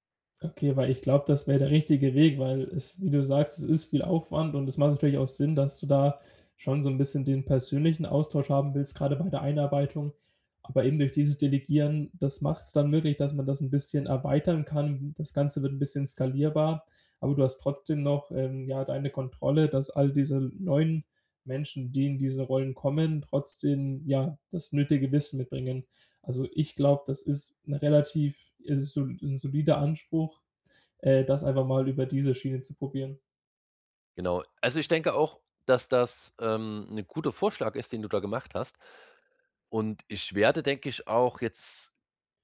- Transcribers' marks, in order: none
- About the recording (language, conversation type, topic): German, advice, Wie kann ich Aufgaben richtig delegieren, damit ich Zeit spare und die Arbeit zuverlässig erledigt wird?